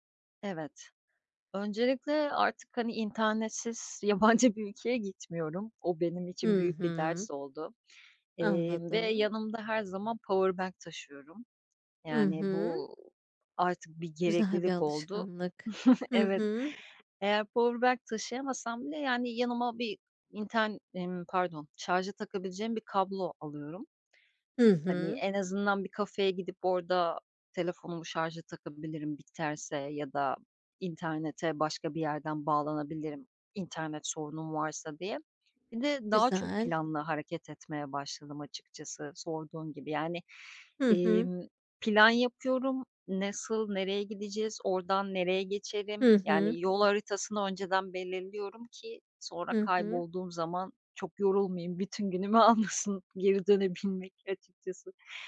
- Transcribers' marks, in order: laughing while speaking: "yabancı"; tapping; in English: "powerbank"; chuckle; in English: "powerbank"; other background noise; laughing while speaking: "günümü almasın geri dönebilmek"
- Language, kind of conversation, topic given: Turkish, podcast, Yolda kaybolduğun bir anı paylaşır mısın?